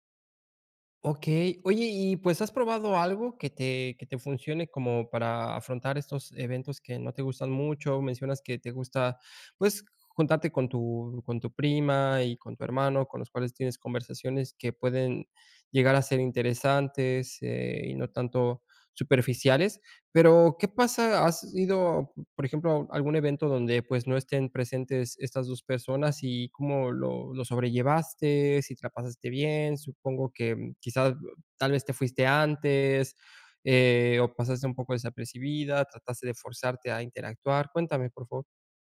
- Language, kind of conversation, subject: Spanish, advice, ¿Cómo manejar la ansiedad antes de una fiesta o celebración?
- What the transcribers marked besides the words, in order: none